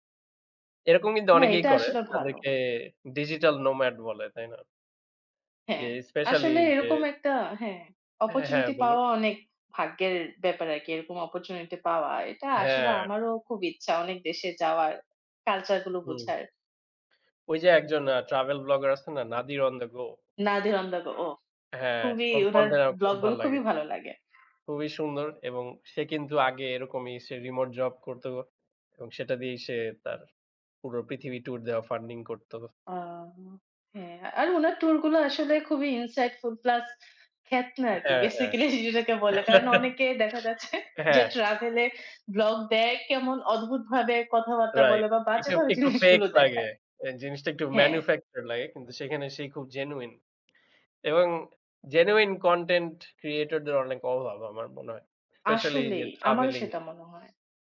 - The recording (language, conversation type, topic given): Bengali, unstructured, ভ্রমণে গিয়ে কখনো কি কোনো জায়গার প্রতি আপনার ভালোবাসা জন্মেছে?
- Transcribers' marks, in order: in English: "digital nomad"; in English: "specially"; in English: "opportunity"; in English: "opportunity"; in English: "culture"; in English: "travel blogger"; unintelligible speech; in English: "content"; in English: "vlog"; other animal sound; in English: "remote"; in English: "tour"; in English: "funding"; in English: "tour"; in English: "insightful"; in English: "basically"; giggle; in English: "travel"; in English: "vlog"; in English: "Right"; in English: "fake"; in English: "manufactured"; in English: "genuine"; in English: "genuine content creator"; in English: "Especially"; in English: "travelling"